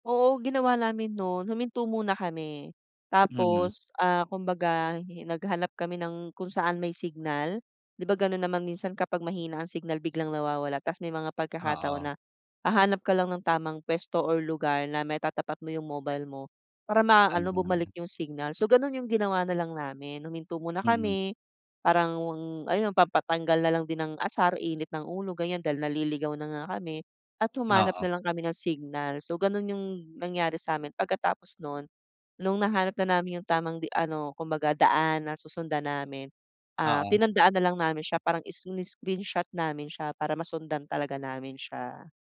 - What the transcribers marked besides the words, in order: tapping
- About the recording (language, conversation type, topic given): Filipino, podcast, Paano ka naghahanap ng tamang daan kapag walang signal?